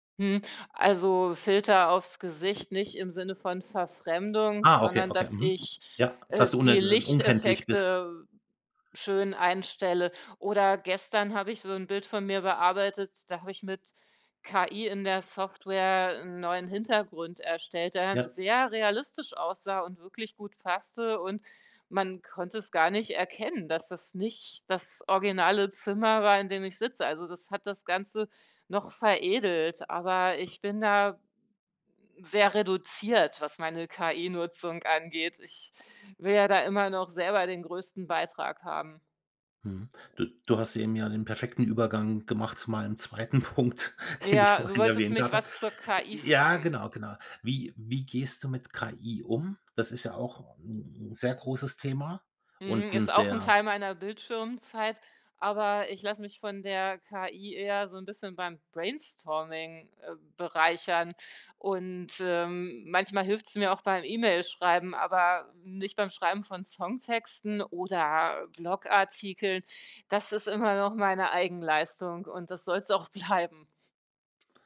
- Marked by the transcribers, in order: tapping; other background noise; laughing while speaking: "Punkt, den"; laughing while speaking: "bleiben"
- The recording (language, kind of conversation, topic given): German, podcast, Wie handhabt ihr bei euch zu Hause die Bildschirmzeit und Mediennutzung?
- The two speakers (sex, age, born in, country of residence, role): female, 45-49, Germany, Germany, guest; male, 55-59, Germany, Germany, host